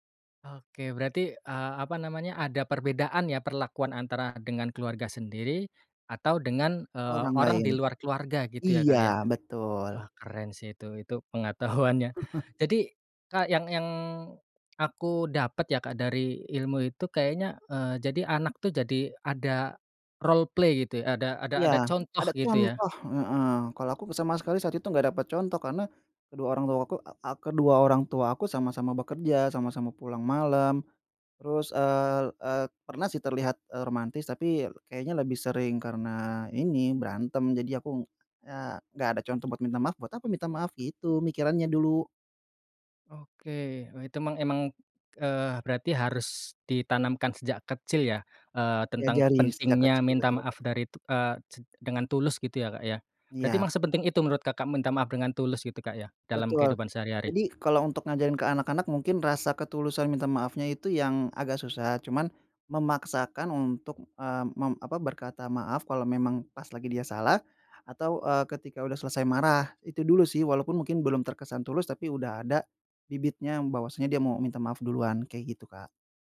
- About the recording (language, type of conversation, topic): Indonesian, podcast, Bentuk permintaan maaf seperti apa yang menurutmu terasa tulus?
- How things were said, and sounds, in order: chuckle; laughing while speaking: "pengetahuannya"; in English: "roleplay"